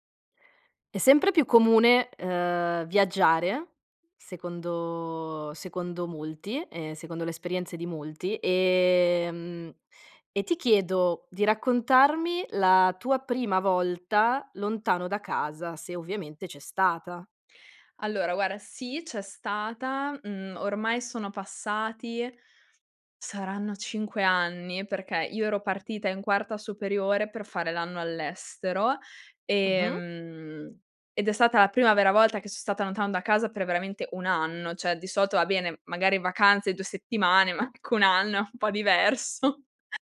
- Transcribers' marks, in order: "guarda" said as "guara"; "solito" said as "solto"; laughing while speaking: "anche un anno è un po' diverso"; chuckle
- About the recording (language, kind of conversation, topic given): Italian, podcast, Qual è stato il tuo primo periodo lontano da casa?